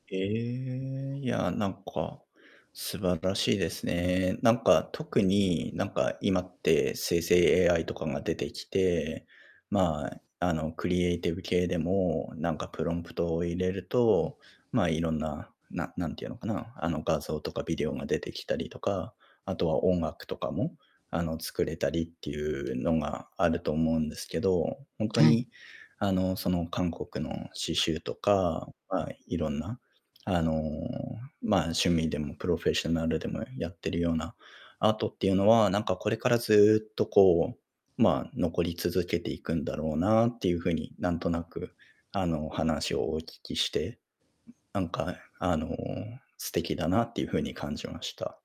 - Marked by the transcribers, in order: static; other background noise
- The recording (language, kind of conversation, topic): Japanese, unstructured, 趣味を始めたきっかけは何ですか？